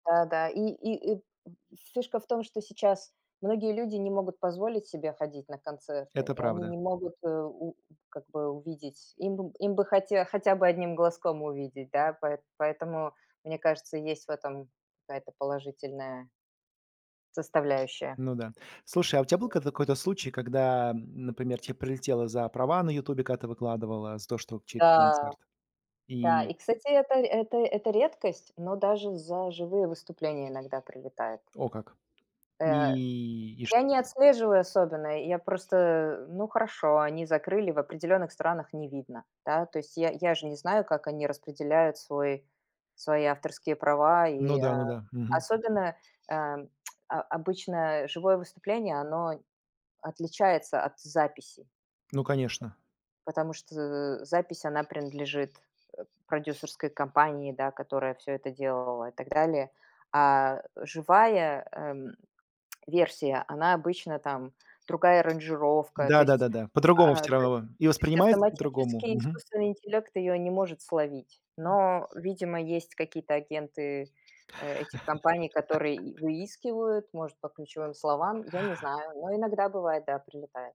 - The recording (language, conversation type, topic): Russian, podcast, Как вы относитесь к тому, что на концертах зрители снимают видео на телефоны?
- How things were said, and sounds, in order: other background noise; tapping; other noise; laugh